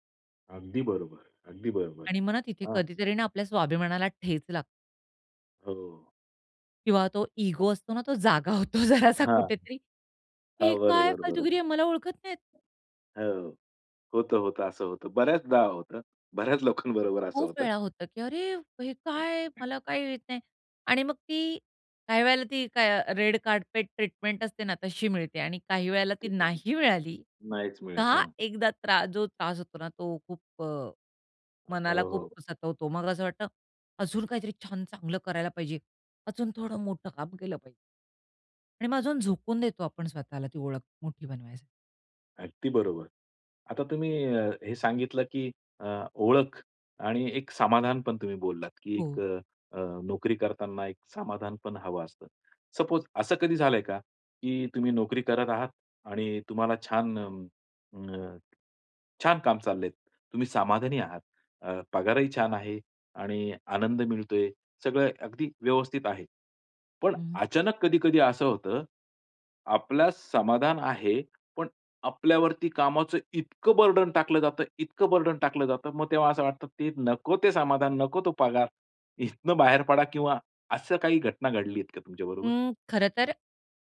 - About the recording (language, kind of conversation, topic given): Marathi, podcast, काम म्हणजे तुमच्यासाठी फक्त पगार आहे की तुमची ओळखही आहे?
- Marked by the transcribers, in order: other noise; tapping; laughing while speaking: "जरासा कुठेतरी"; put-on voice: "हे काय फालतूगिरी आहे मला ओळखत नाहीत"; laughing while speaking: "बऱ्याच लोकांबरोबर"; in English: "रेड कार्पेट ट्रीटमेंट"; in English: "सपोज"; in English: "बर्डन"; in English: "बर्डन"